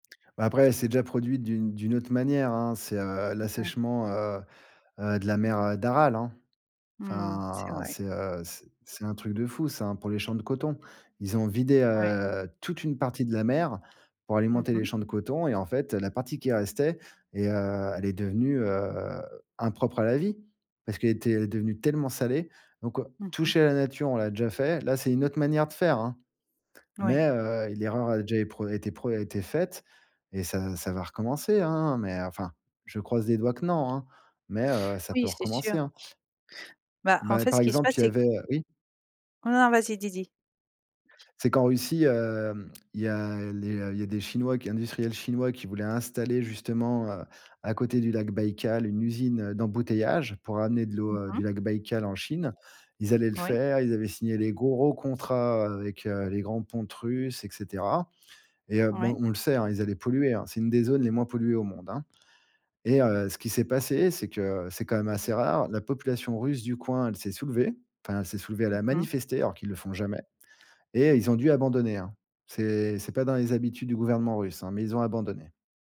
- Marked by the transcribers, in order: other background noise; drawn out: "Mmh"; drawn out: "Enfin"; drawn out: "heu"; stressed: "toute"; drawn out: "heu"; drawn out: "heu"; drawn out: "hein"; tapping; stressed: "gros"
- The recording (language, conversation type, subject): French, podcast, Quel film t’a vraiment marqué ces derniers temps ?